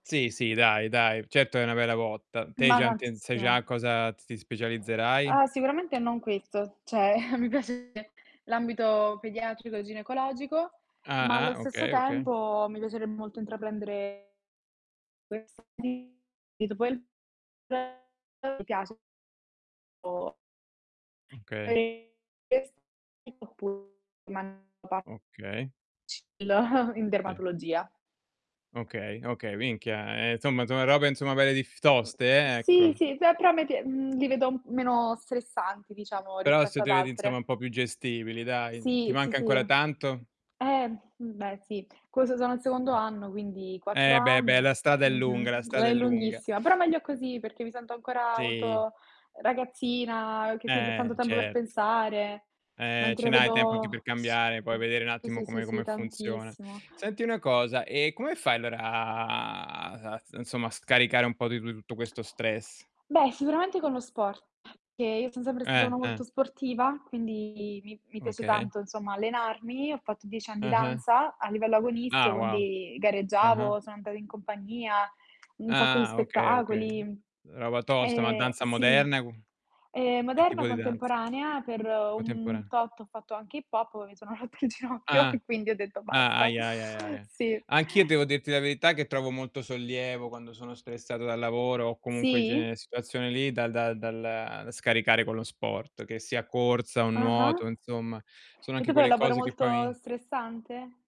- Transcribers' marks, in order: "certo" said as "cetto"; tapping; distorted speech; "Cioè" said as "ceh"; chuckle; unintelligible speech; "Okay" said as "mkay"; other background noise; unintelligible speech; unintelligible speech; chuckle; other noise; "cioè" said as "ceh"; unintelligible speech; drawn out: "allora"; laughing while speaking: "rotta il ginocchio"
- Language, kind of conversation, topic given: Italian, unstructured, Come gestisci lo stress nella tua vita quotidiana?